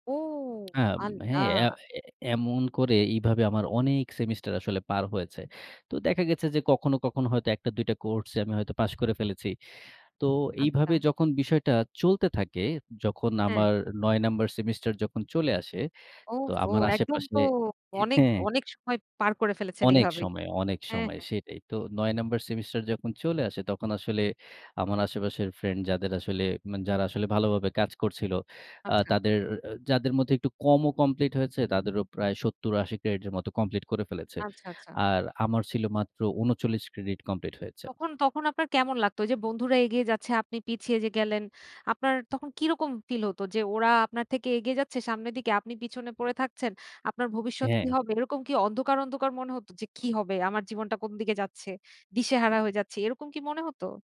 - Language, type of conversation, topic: Bengali, podcast, একটি ব্যর্থতা থেকে আপনি কী শিখেছেন, তা কি শেয়ার করবেন?
- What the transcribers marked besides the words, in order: other background noise